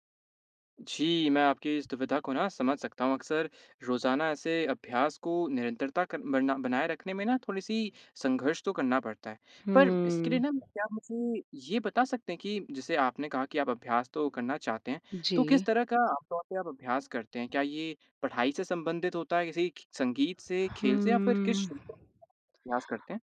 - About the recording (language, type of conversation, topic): Hindi, advice, रोज़ाना अभ्यास बनाए रखने में आपको किस बात की सबसे ज़्यादा कठिनाई होती है?
- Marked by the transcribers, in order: unintelligible speech